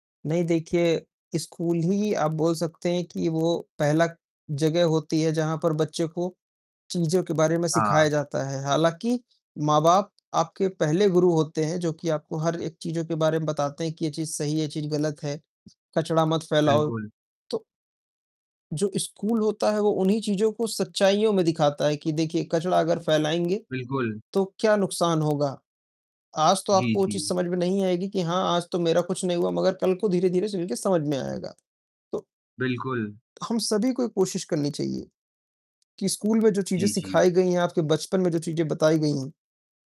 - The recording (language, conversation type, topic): Hindi, unstructured, घर पर कचरा कम करने के लिए आप क्या करते हैं?
- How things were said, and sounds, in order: distorted speech; other background noise; mechanical hum